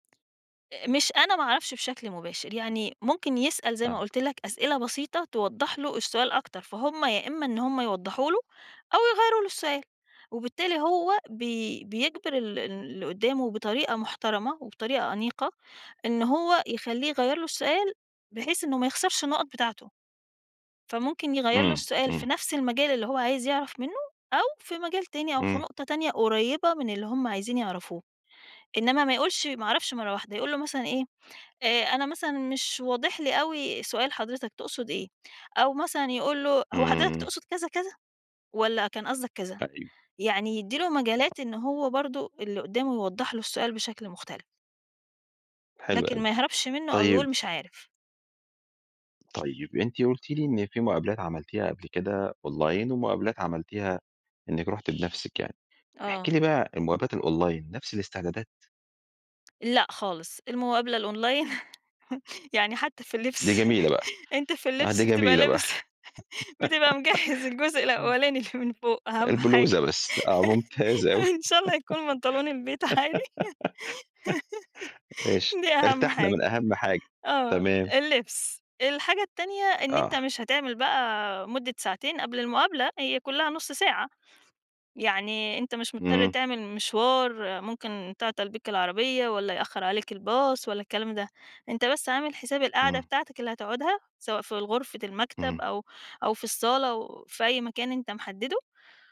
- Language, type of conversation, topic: Arabic, podcast, إزاي بتجهّز لمقابلة شغل؟
- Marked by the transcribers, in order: unintelligible speech; in English: "أونلاين"; other background noise; in English: "الأونلاين"; tapping; laughing while speaking: "الأونلاين يعني حتّى في اللبس … بنطلون البيت عادي"; in English: "الأونلاين"; chuckle; laugh; laugh; laugh; giggle; in English: "الباص"